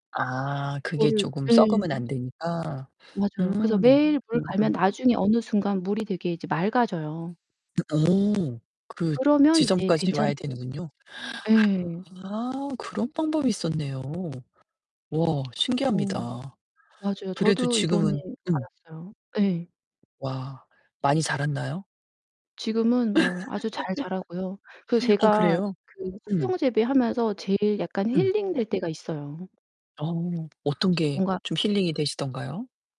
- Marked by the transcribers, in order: distorted speech; unintelligible speech; unintelligible speech; other background noise; laugh
- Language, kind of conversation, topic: Korean, podcast, 식물 가꾸기가 마음챙김에 도움이 될까요?